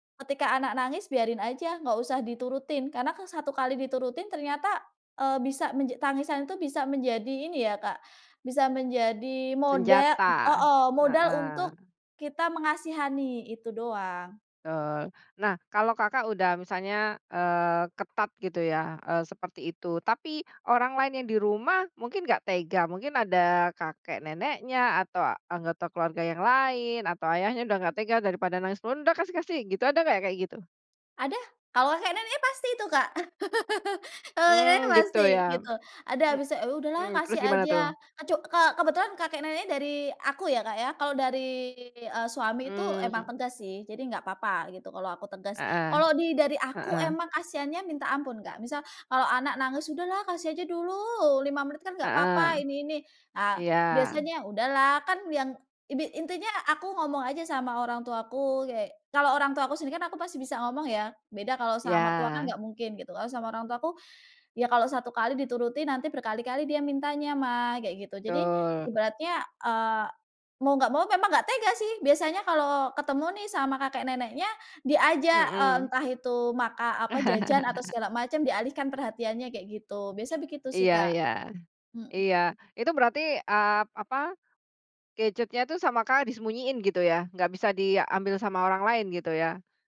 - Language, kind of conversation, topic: Indonesian, podcast, Bagaimana cara mengatur waktu layar anak saat menggunakan gawai tanpa memicu konflik di rumah?
- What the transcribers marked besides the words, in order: chuckle; chuckle; other background noise